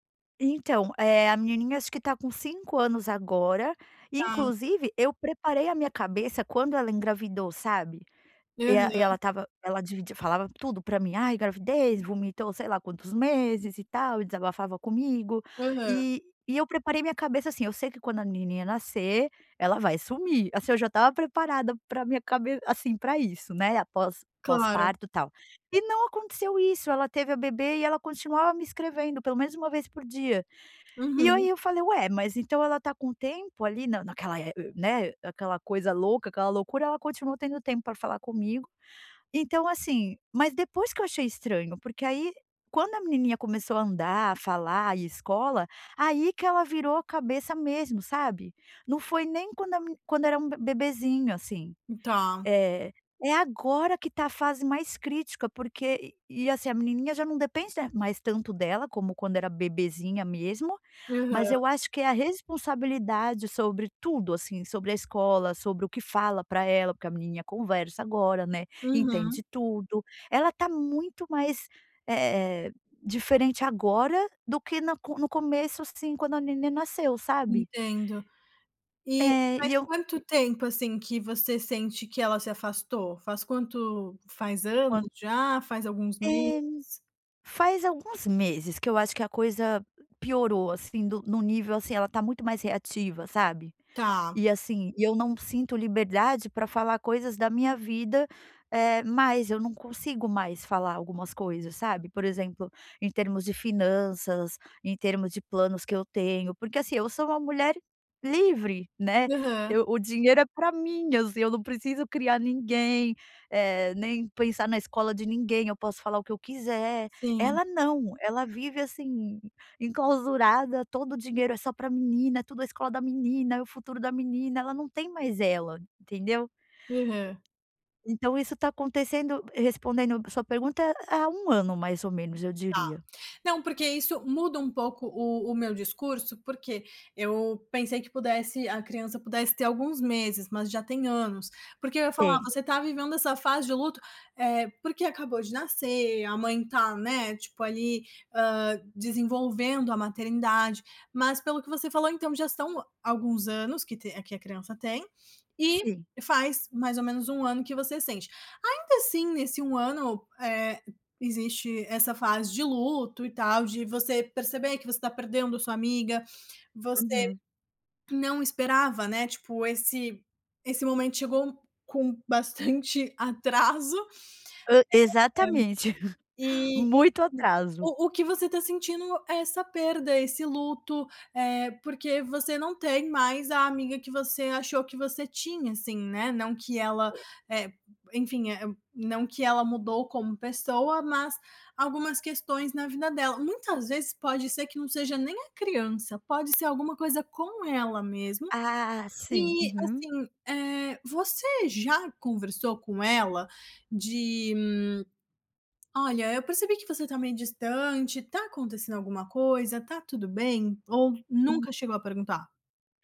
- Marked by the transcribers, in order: tapping; other background noise; chuckle
- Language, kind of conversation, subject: Portuguese, advice, Como posso aceitar quando uma amizade muda e sinto que estamos nos distanciando?